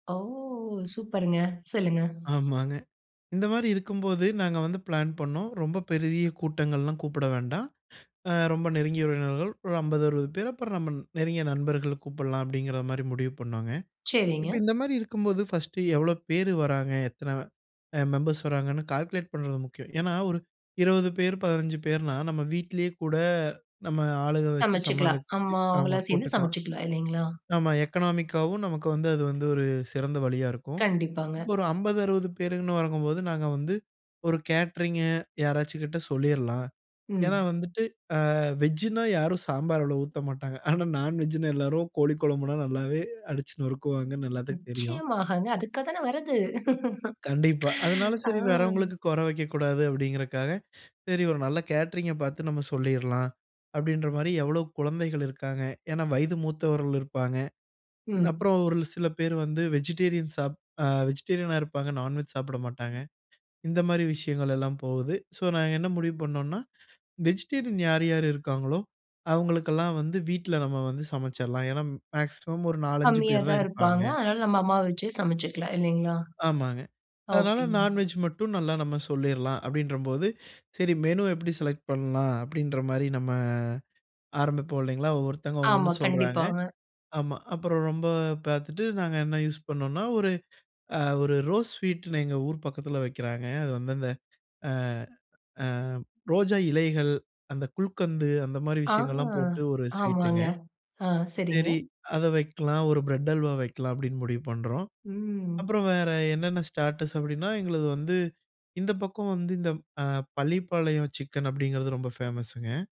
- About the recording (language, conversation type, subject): Tamil, podcast, விருந்துக்கான மெனுவை நீங்கள் எப்படித் திட்டமிடுவீர்கள்?
- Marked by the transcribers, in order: drawn out: "ஓ!"; in English: "பிளான்"; in English: "ஃபர்ஸ்ட்டு"; in English: "மெம்பர்ஸ்"; in English: "கால்குலேட்"; in English: "எக்கனாமிக்காவும்"; in English: "கேட்டரிங்கு"; in English: "வெஜ்ஜின்னா"; chuckle; in English: "நான்வெஜ்ஜின்னா"; laugh; in English: "கேட்டரிங்க"; in English: "வெஜிடேரியன்"; in English: "வெஜிடேரியனா"; in English: "நான்வெஜ்"; in English: "ஸோ"; in English: "வெஜிடேரியன்"; in English: "மேக்ஸிமம்"; in English: "நான்வெஜ்"; in English: "ஓகேங்க"; in English: "மெனு"; in English: "செலக்ட்"; drawn out: "நம்ம"; in English: "யூஸ்"; in English: "ரோஸ் ஸ்வீட்டுன்னு"; drawn out: "ம்"; in English: "ஸ்டாட்டர்ஸ்"